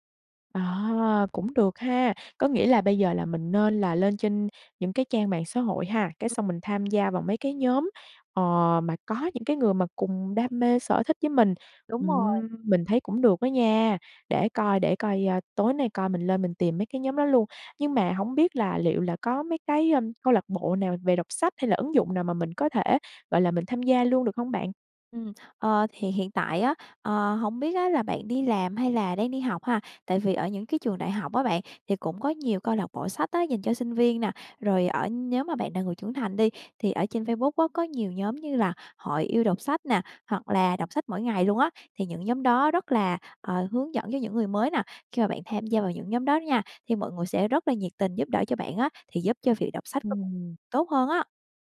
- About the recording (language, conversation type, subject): Vietnamese, advice, Làm thế nào để duy trì thói quen đọc sách hằng ngày khi tôi thường xuyên bỏ dở?
- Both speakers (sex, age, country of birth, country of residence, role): female, 25-29, Vietnam, Vietnam, advisor; female, 25-29, Vietnam, Vietnam, user
- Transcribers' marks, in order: other background noise; unintelligible speech; tapping